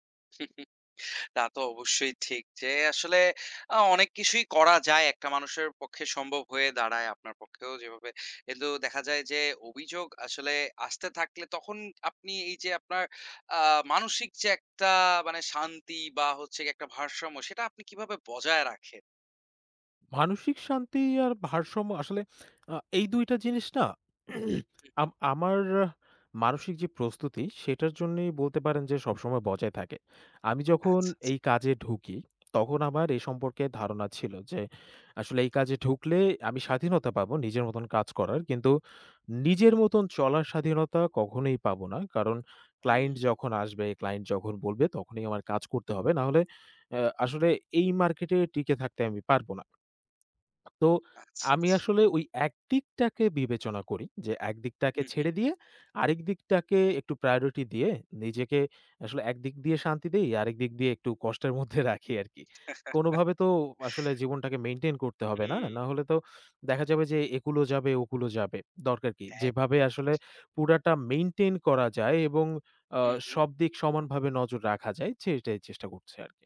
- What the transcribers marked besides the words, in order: chuckle; lip smack; throat clearing; lip smack; tapping; laughing while speaking: "রাখি আরকি"; chuckle; lip smack
- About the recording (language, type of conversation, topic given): Bengali, podcast, কাজ ও ব্যক্তিগত জীবনের ভারসাম্য বজায় রাখতে আপনি কী করেন?